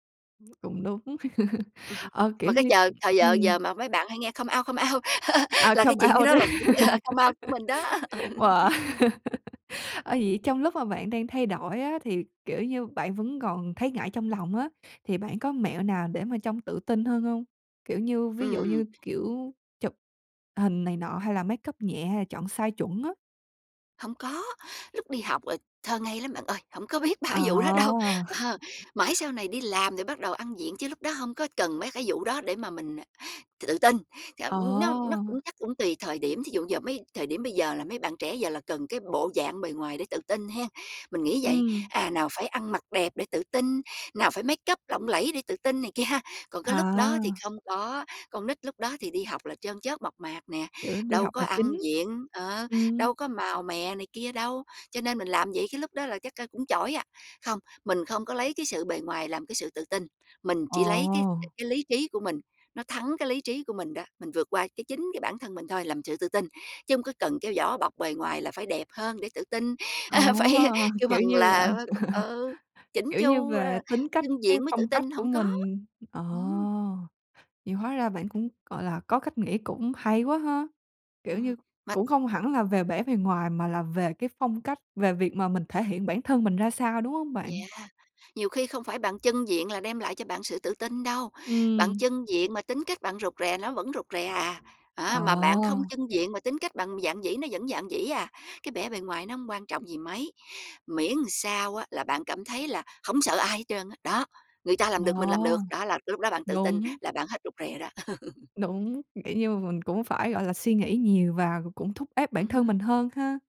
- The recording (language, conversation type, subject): Vietnamese, podcast, Bạn có lời khuyên nào về phong cách dành cho người rụt rè không?
- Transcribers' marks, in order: tapping; laugh; in English: "come out, come out"; laugh; in English: "come out"; laughing while speaking: "là cái chuyện đó là … mình đó. ừ"; laughing while speaking: "đó"; laugh; in English: "come out"; in English: "makeup"; laughing while speaking: "hổng có biết ba cái vụ đó đâu, ờ"; chuckle; in English: "makeup"; laugh; laughing while speaking: "A, phải"; laugh